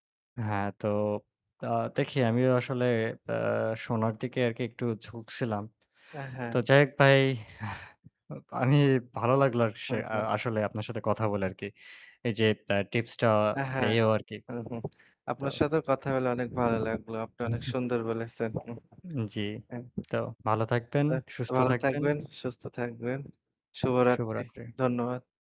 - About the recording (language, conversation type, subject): Bengali, unstructured, ছোট ছোট সঞ্চয় কীভাবে বড় সুখ এনে দিতে পারে?
- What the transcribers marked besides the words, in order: other background noise; chuckle; wind; chuckle